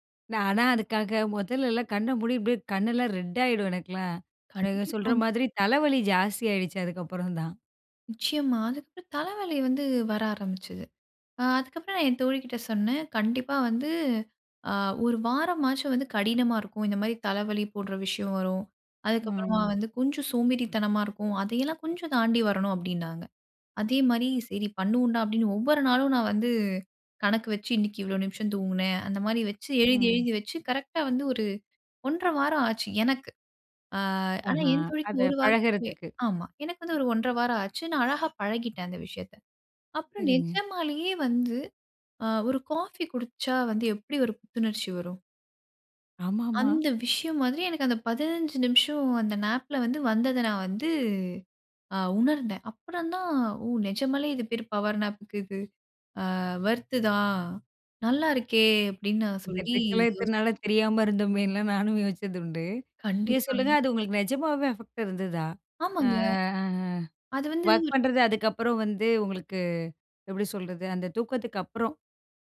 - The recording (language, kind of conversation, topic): Tamil, podcast, சிறிய ஓய்வுத் தூக்கம் (பவர் நாப்) எடுக்க நீங்கள் எந்த முறையைப் பின்பற்றுகிறீர்கள்?
- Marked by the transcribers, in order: unintelligible speech; in English: "நாப்"; in English: "பவர் நாப்"; in English: "ஒர்த்"; in English: "ட்ரிக்கு"; in English: "அஃபெக்ட்"